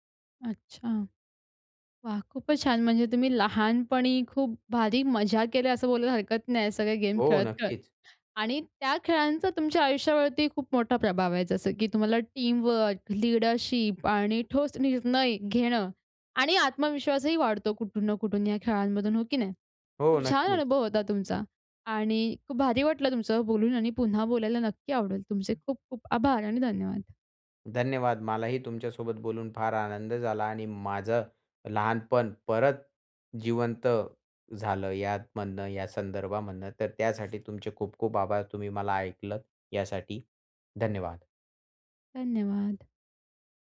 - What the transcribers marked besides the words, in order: in English: "टीमवर्क"; other background noise
- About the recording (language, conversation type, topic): Marathi, podcast, लहानपणीच्या खेळांचा तुमच्यावर काय परिणाम झाला?